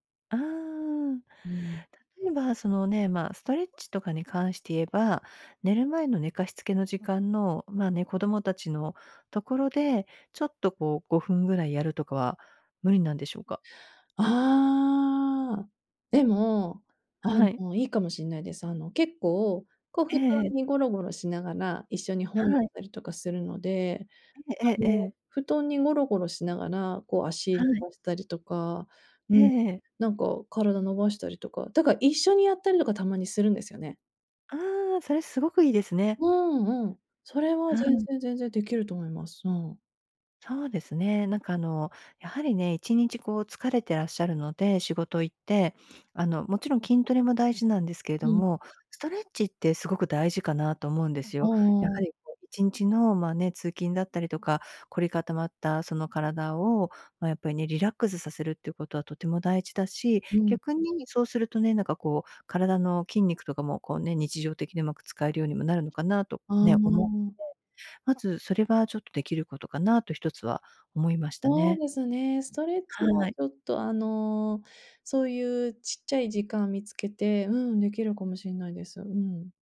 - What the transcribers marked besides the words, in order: none
- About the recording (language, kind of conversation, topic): Japanese, advice, 小さな習慣を積み重ねて、理想の自分になるにはどう始めればよいですか？